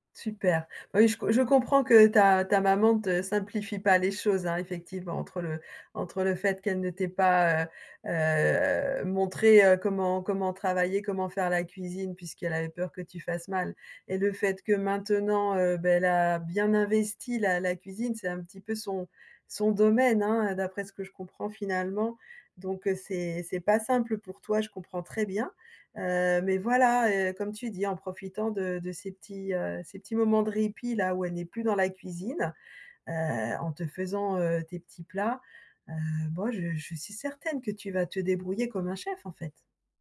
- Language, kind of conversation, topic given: French, advice, Comment puis-je surmonter ma peur d’échouer en cuisine et commencer sans me sentir paralysé ?
- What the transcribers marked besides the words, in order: drawn out: "heu"